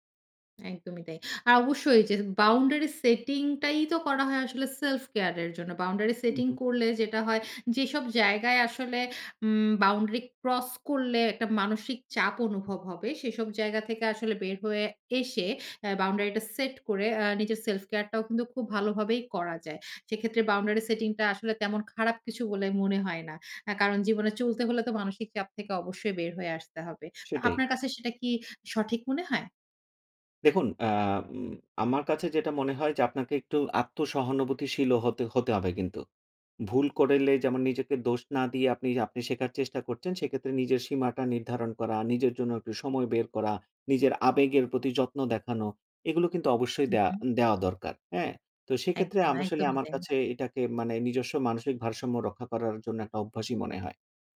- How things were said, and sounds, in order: in English: "boundary setting"; in English: "self-care"; in English: "boundary setting"; in English: "boundary cross"; in English: "boundary"; in English: "self-care"; in English: "boundary setting"
- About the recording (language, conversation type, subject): Bengali, podcast, আপনি কীভাবে নিজের সীমা শনাক্ত করেন এবং সেই সীমা মেনে চলেন?